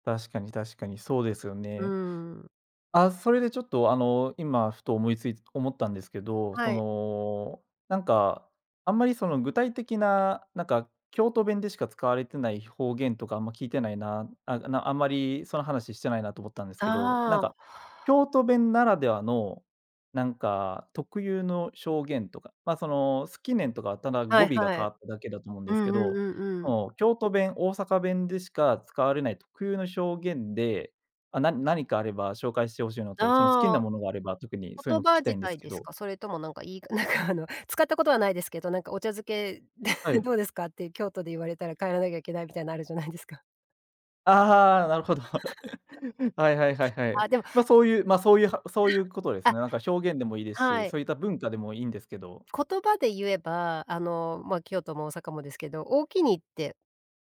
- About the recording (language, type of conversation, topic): Japanese, podcast, 故郷の方言や言い回しで、特に好きなものは何ですか？
- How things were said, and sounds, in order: laughing while speaking: "なんかあの"; laugh; laugh